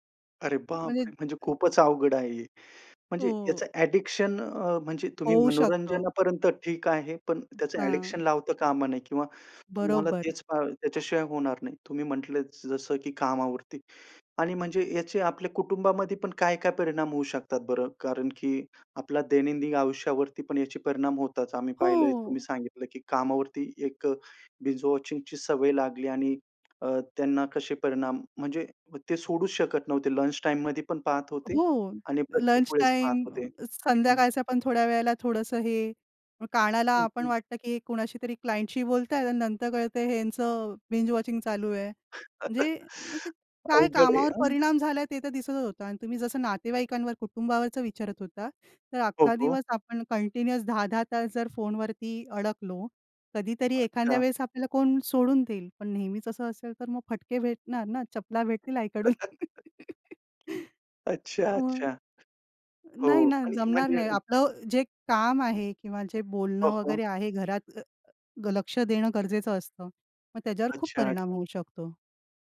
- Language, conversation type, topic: Marathi, podcast, तुम्ही सलग अनेक भाग पाहता का, आणि त्यामागचे कारण काय आहे?
- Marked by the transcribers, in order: afraid: "अरे बापरे!"; other noise; in English: "ॲडिक्शन"; other background noise; in English: "ॲडिक्शन"; tapping; in English: "बिंज वॉचिंगची"; in English: "क्लायंटशी"; in English: "बिंज वॉचिंग"; laugh; laughing while speaking: "अवघड आहे हां"; laugh; laugh; unintelligible speech